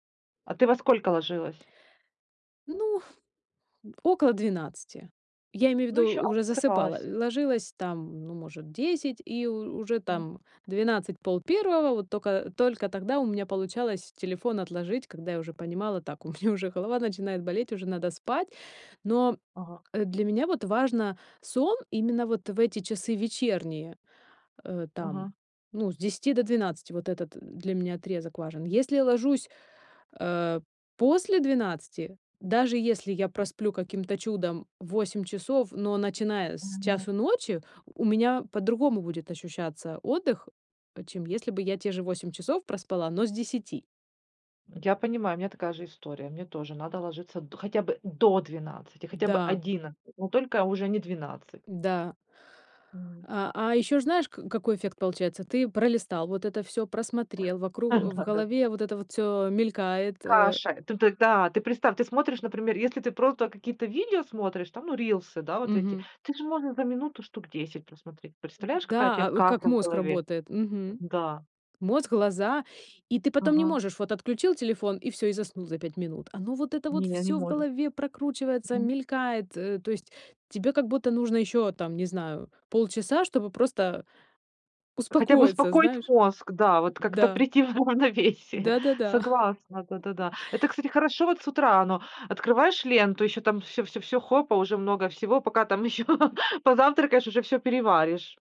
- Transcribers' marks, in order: other background noise; laughing while speaking: "Да, да, да"; laughing while speaking: "прийти в равновесие"; chuckle; laughing while speaking: "еще"
- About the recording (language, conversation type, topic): Russian, podcast, Какую роль играет экранное время в твоём отдыхе перед сном?